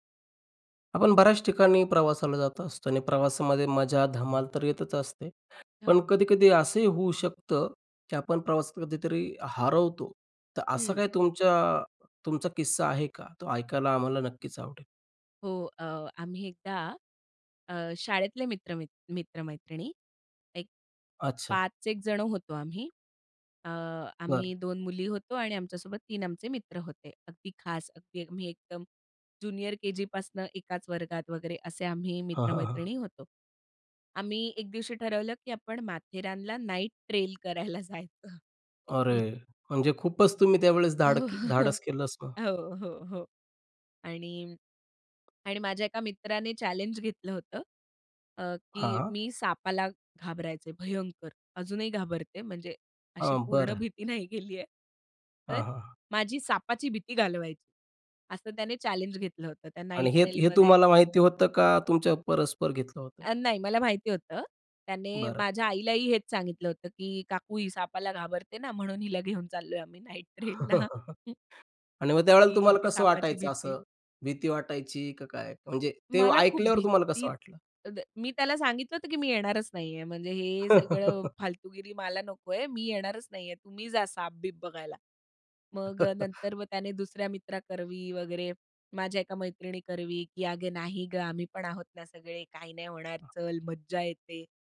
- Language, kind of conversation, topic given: Marathi, podcast, प्रवासात कधी हरवल्याचा अनुभव सांगशील का?
- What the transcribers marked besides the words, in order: laughing while speaking: "ट्रेल करायला जायचं"; in English: "ट्रेल"; other noise; chuckle; tapping; in English: "ट्रेलमध्ये"; chuckle; laughing while speaking: "नाईट ट्रेलला"; in English: "ट्रेलला"; laughing while speaking: "की हिची सापाची भीती"; unintelligible speech; laugh; laugh